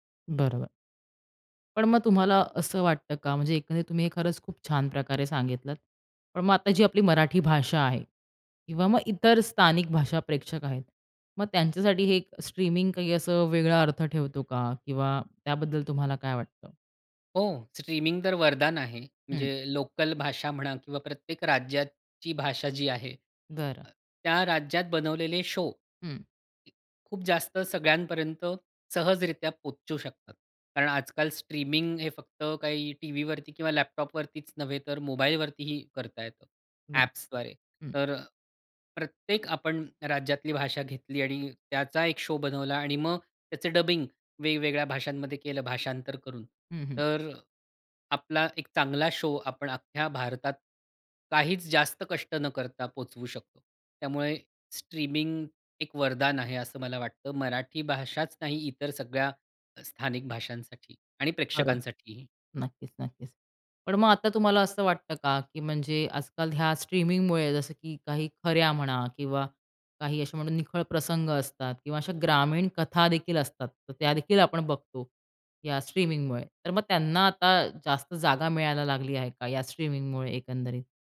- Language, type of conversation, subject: Marathi, podcast, स्ट्रीमिंगमुळे कथा सांगण्याची पद्धत कशी बदलली आहे?
- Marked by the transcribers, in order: other background noise; tapping; horn; in English: "शो"; in English: "शो"; in English: "शो"